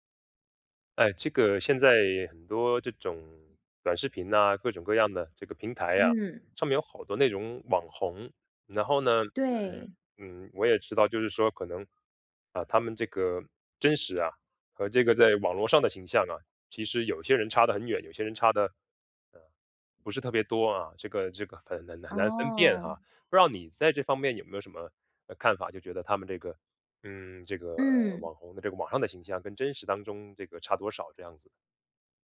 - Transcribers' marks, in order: other background noise
- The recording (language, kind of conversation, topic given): Chinese, podcast, 网红呈现出来的形象和真实情况到底相差有多大？